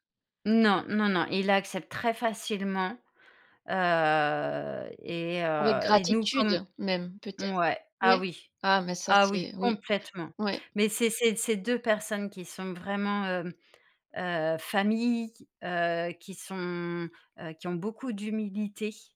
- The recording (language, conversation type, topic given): French, advice, Comment prenez-vous soin d’un parent âgé au quotidien ?
- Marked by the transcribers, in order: drawn out: "Heu"; stressed: "complètement"